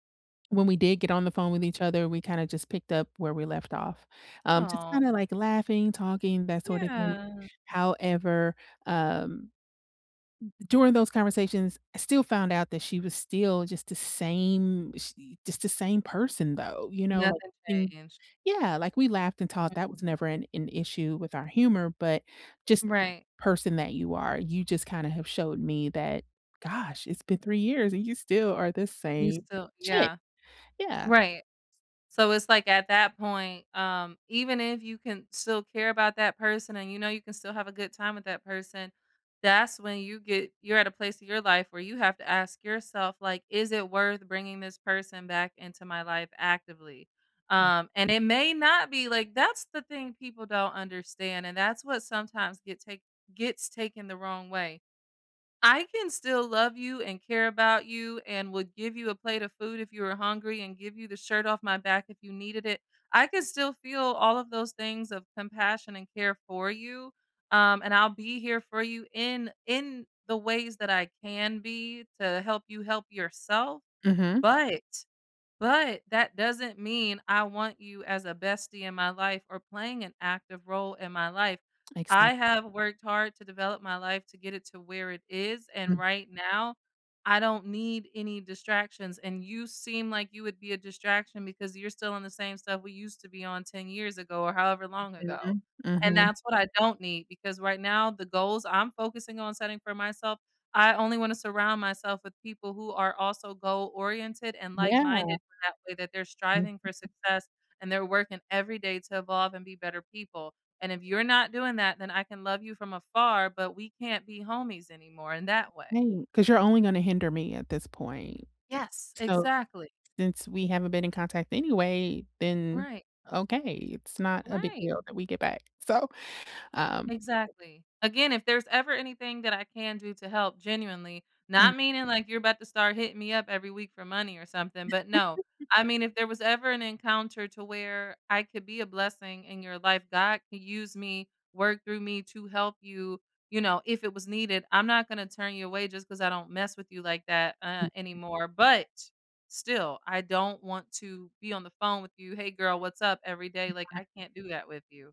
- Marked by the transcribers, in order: other background noise; stressed: "but, but"; chuckle; chuckle; stressed: "but"; unintelligible speech
- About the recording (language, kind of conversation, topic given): English, unstructured, How should I handle old friendships resurfacing after long breaks?